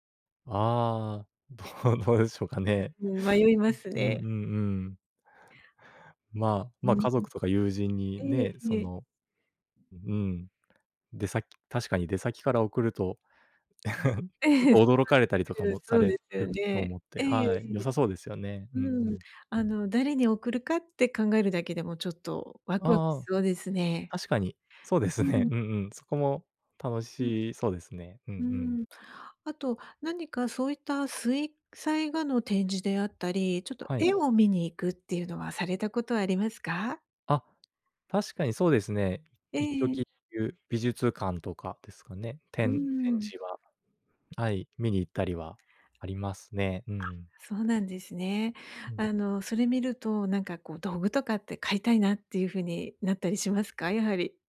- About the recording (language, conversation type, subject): Japanese, advice, 新しいジャンルに挑戦したいのですが、何から始めればよいか迷っています。どうすればよいですか？
- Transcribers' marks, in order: other background noise; chuckle; chuckle; unintelligible speech